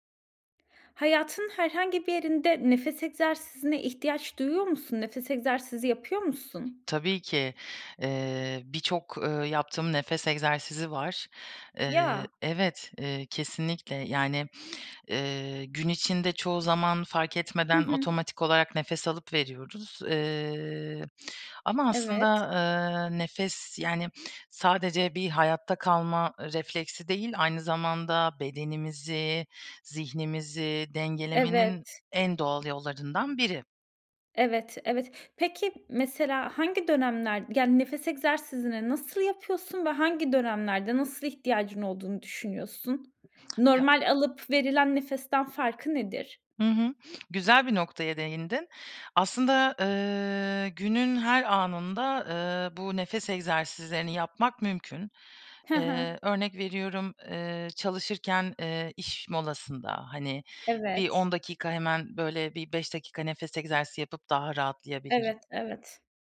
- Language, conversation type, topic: Turkish, podcast, Kullanabileceğimiz nefes egzersizleri nelerdir, bizimle paylaşır mısın?
- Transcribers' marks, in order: tapping; other background noise